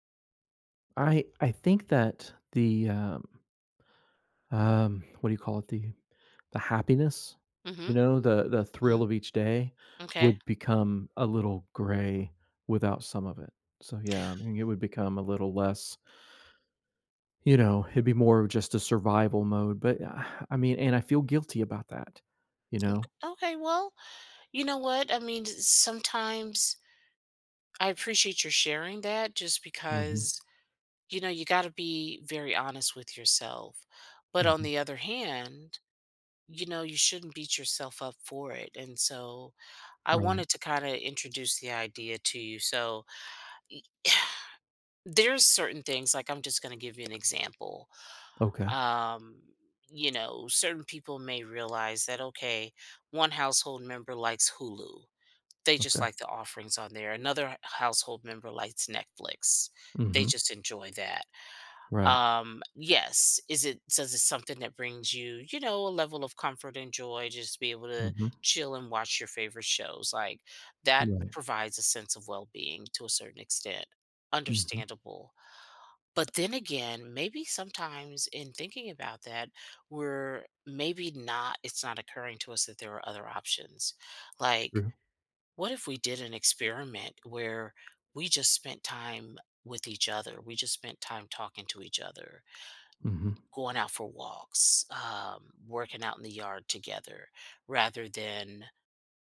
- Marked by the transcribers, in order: other background noise; sigh; sigh; tapping
- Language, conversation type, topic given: English, advice, How can I reduce anxiety about my financial future and start saving?
- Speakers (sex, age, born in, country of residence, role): female, 55-59, United States, United States, advisor; male, 55-59, United States, United States, user